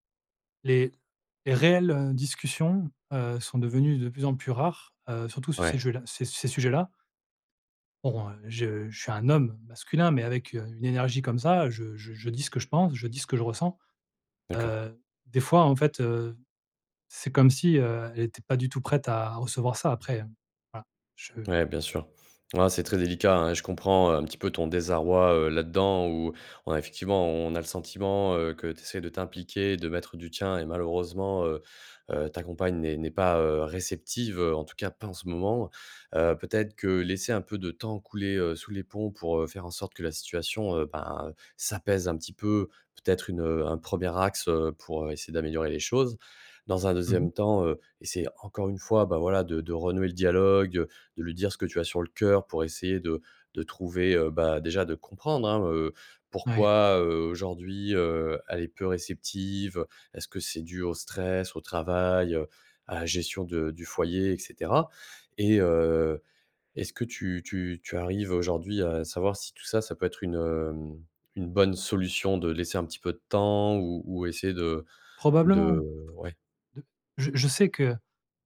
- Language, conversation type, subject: French, advice, Comment réagir lorsque votre partenaire vous reproche constamment des défauts ?
- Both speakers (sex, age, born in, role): male, 30-34, France, advisor; male, 40-44, France, user
- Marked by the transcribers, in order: stressed: "homme"; stressed: "encore"